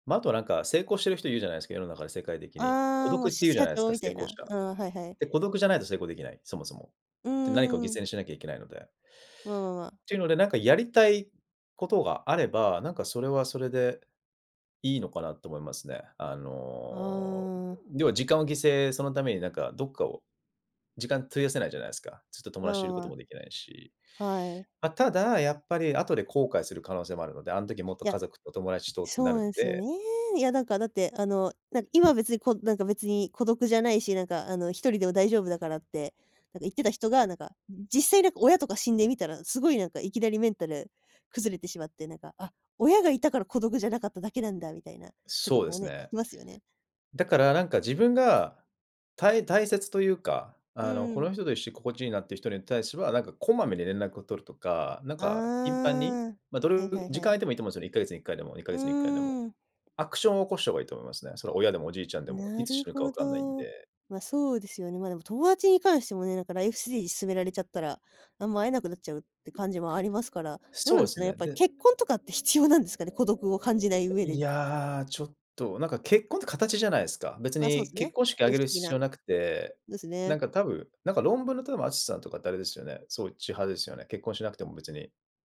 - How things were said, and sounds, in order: other background noise; tapping; unintelligible speech
- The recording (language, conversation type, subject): Japanese, podcast, 孤独を感じたとき、最初に何をしますか？